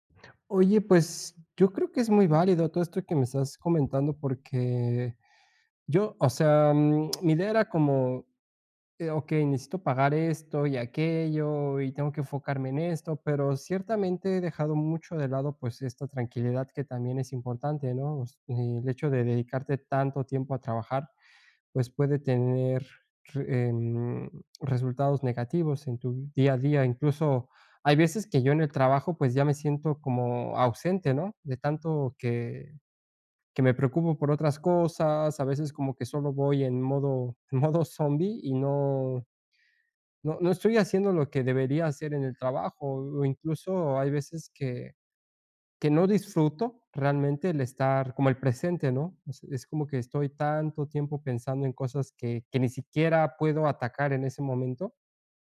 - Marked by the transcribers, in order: tapping; tongue click; laughing while speaking: "modo"
- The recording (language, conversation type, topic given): Spanish, advice, ¿Cómo puedo equilibrar mejor mi trabajo y mi descanso diario?